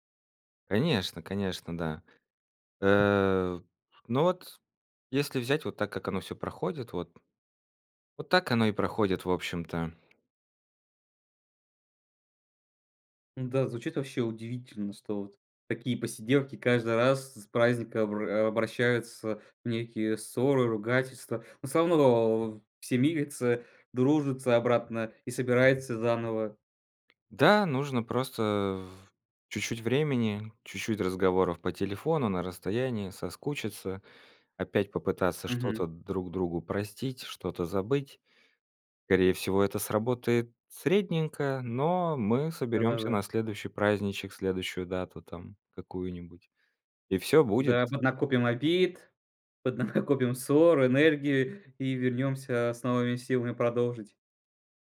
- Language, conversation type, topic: Russian, podcast, Как обычно проходят разговоры за большим семейным столом у вас?
- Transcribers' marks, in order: tapping; laughing while speaking: "поднакопим"